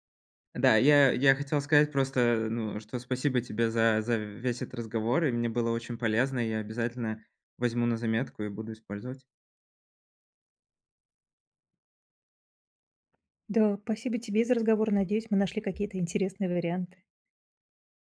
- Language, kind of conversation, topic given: Russian, advice, Как мне ясно и кратко объяснять сложные идеи в группе?
- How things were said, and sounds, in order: none